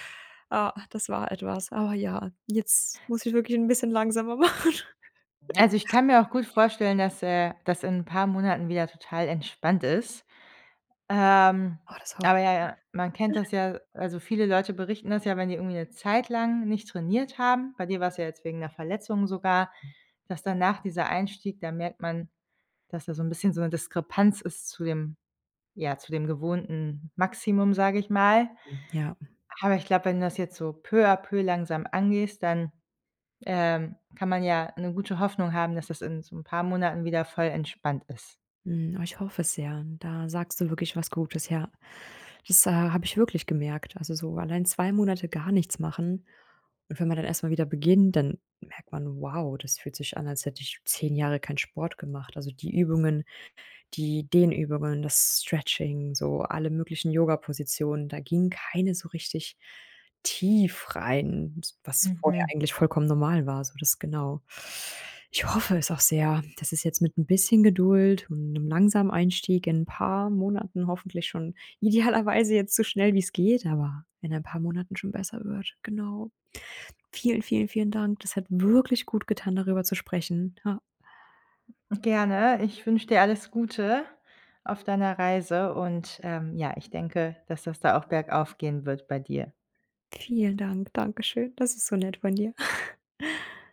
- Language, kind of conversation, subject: German, advice, Wie gelingt dir der Neustart ins Training nach einer Pause wegen Krankheit oder Stress?
- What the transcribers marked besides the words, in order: laughing while speaking: "machen"; chuckle; unintelligible speech; chuckle; chuckle